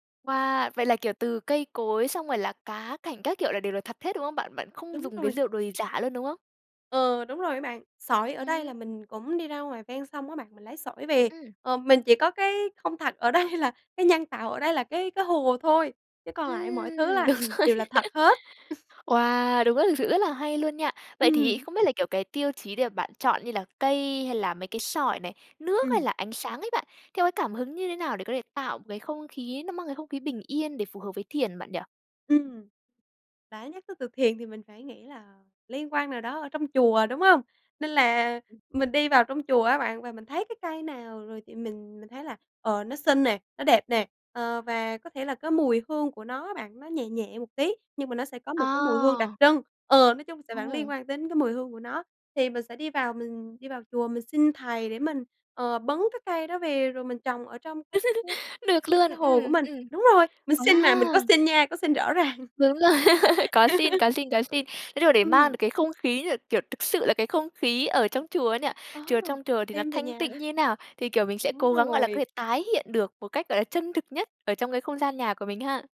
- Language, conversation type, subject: Vietnamese, podcast, Làm sao để tạo một góc thiên nhiên nhỏ để thiền giữa thành phố?
- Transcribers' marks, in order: laughing while speaking: "ở đây"; laughing while speaking: "đúng rồi"; chuckle; tapping; unintelligible speech; laugh; laughing while speaking: "rồi"; laugh; laughing while speaking: "ràng"; laugh